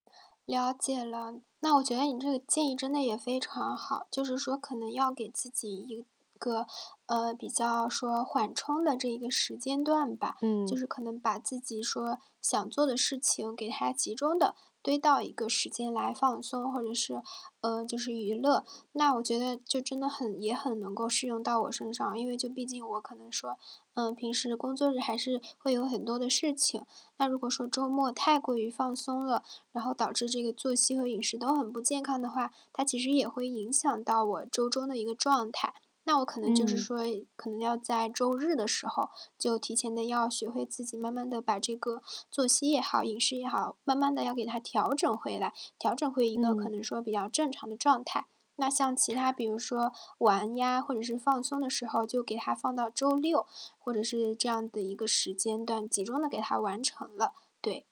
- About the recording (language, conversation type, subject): Chinese, advice, 周末想放松又想维持健康的日常习惯，我该怎么做？
- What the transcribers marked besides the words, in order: static